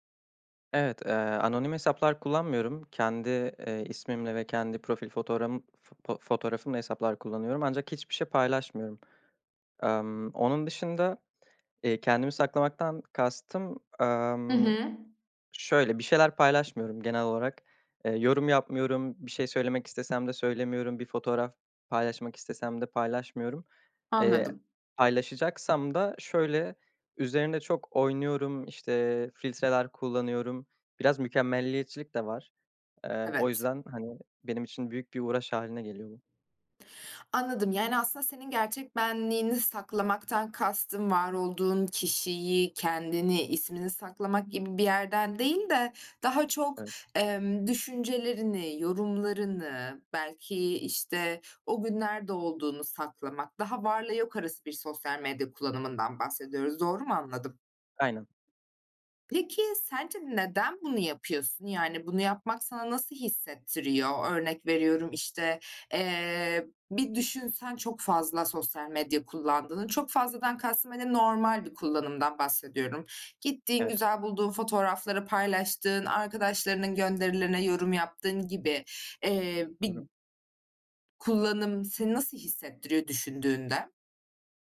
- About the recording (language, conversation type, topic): Turkish, advice, Sosyal medyada gerçek benliğinizi neden saklıyorsunuz?
- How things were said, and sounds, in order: tapping; other background noise